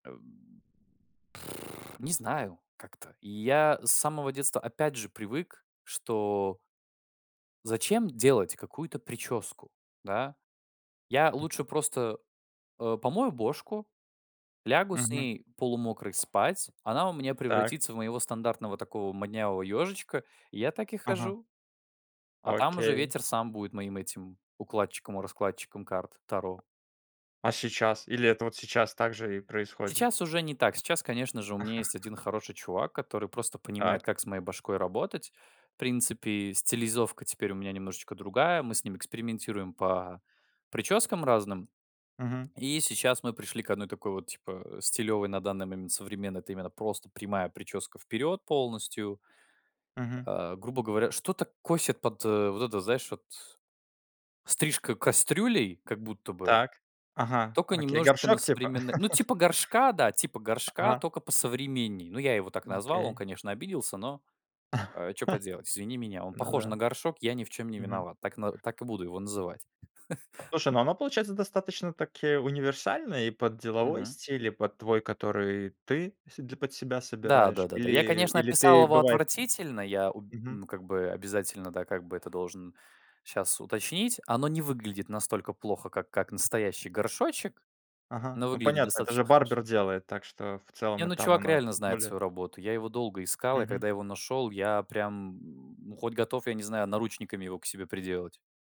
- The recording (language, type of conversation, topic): Russian, podcast, Чувствуете ли вы страх, когда меняете свой имидж?
- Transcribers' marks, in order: lip trill; chuckle; tapping; laugh; laugh; other background noise; laugh; laugh